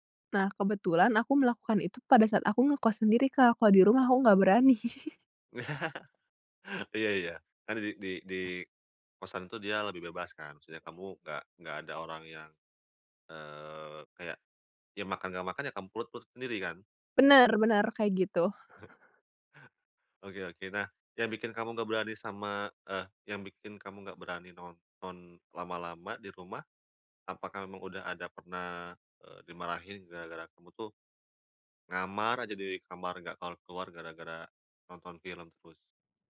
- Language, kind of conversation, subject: Indonesian, podcast, Apa kegiatan yang selalu bikin kamu lupa waktu?
- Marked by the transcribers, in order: giggle; chuckle; other noise; other background noise; chuckle